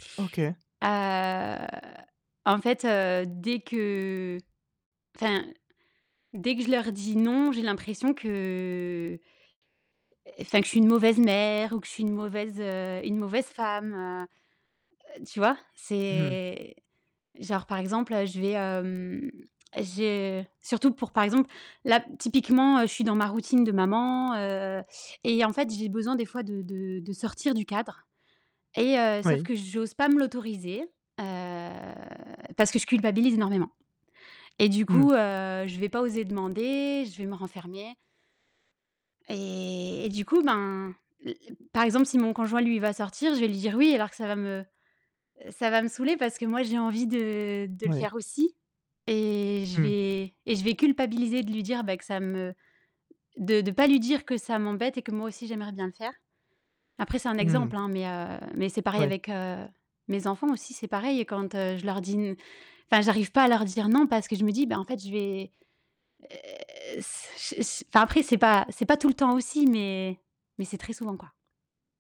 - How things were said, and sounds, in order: distorted speech; drawn out: "Heu"; drawn out: "que"; drawn out: "Heu"; mechanical hum
- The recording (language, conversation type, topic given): French, advice, Comment puis-je poser des limites personnelles sans culpabiliser ?